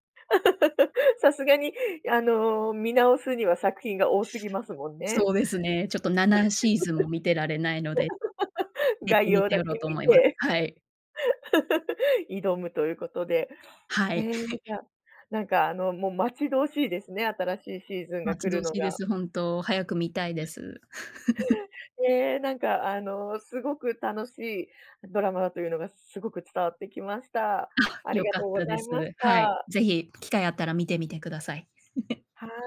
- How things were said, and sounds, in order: laugh; laugh; laughing while speaking: "概要だけ見て"; laugh; laughing while speaking: "はい"; laugh; laugh
- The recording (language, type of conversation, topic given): Japanese, podcast, 最近ハマっているドラマは、どこが好きですか？